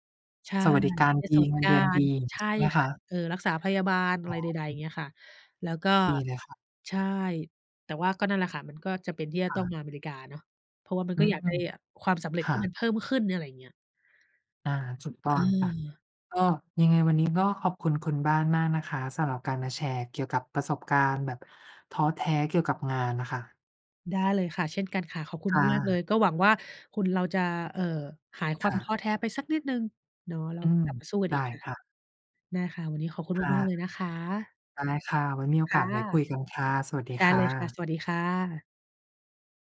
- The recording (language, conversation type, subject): Thai, unstructured, คุณเคยรู้สึกท้อแท้กับงานไหม และจัดการกับความรู้สึกนั้นอย่างไร?
- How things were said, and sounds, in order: none